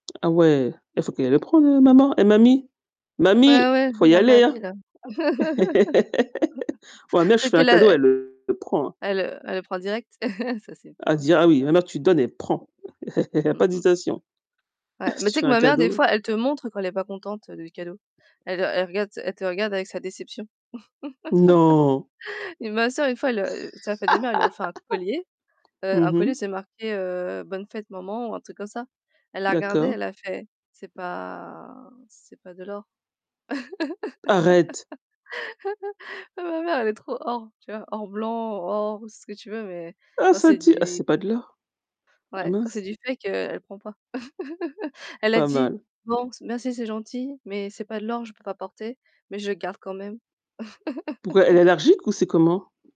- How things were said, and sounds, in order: "prenne" said as "prende"; laugh; distorted speech; chuckle; other noise; chuckle; tapping; surprised: "Non !"; laugh; static; surprised: "Arrête !"; drawn out: "pas"; laugh; in English: "fake"; laugh; laugh; other background noise
- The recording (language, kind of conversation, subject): French, unstructured, Comment définirais-tu le bonheur dans ta vie quotidienne ?